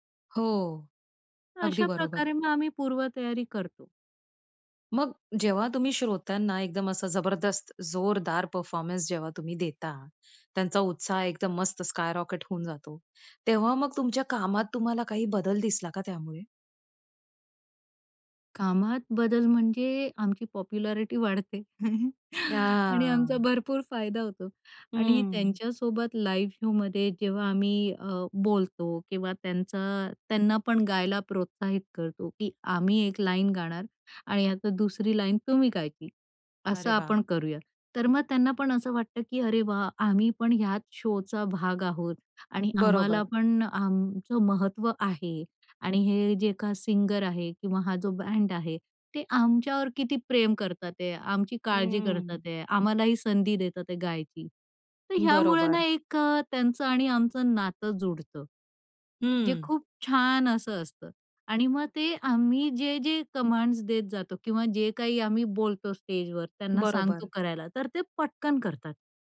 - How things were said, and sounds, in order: in English: "स्काय रॉकेट"; in English: "पॉप्युलॅरिटी"; chuckle; drawn out: "हां"; in English: "लाईव्ह शोमध्ये"; in English: "शोचा"
- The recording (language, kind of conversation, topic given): Marathi, podcast, लाईव्ह शोमध्ये श्रोत्यांचा उत्साह तुला कसा प्रभावित करतो?